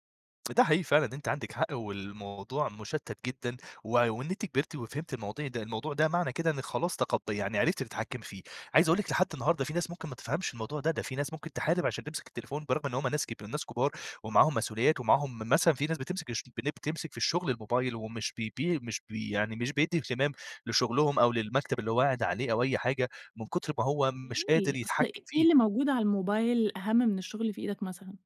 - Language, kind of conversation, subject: Arabic, podcast, إزاي بتحطوا حدود لاستخدام الموبايل في البيت؟
- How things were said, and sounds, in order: other background noise